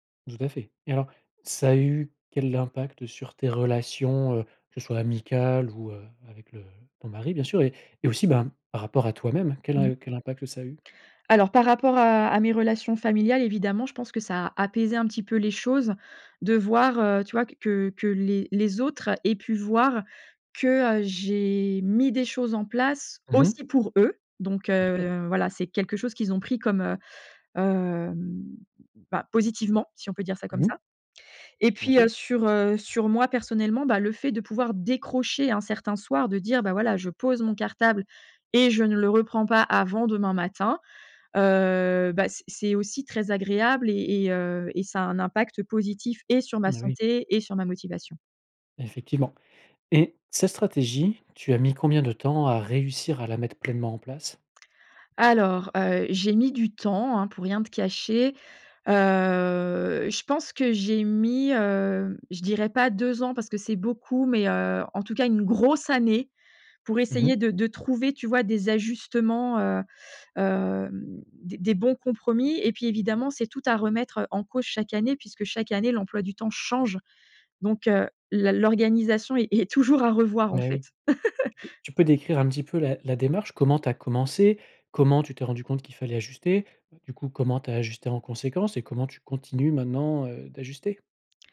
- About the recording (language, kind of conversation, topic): French, podcast, Comment trouver un bon équilibre entre le travail et la vie de famille ?
- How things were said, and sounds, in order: stressed: "décrocher"; other background noise; tapping; stressed: "grosse"; laugh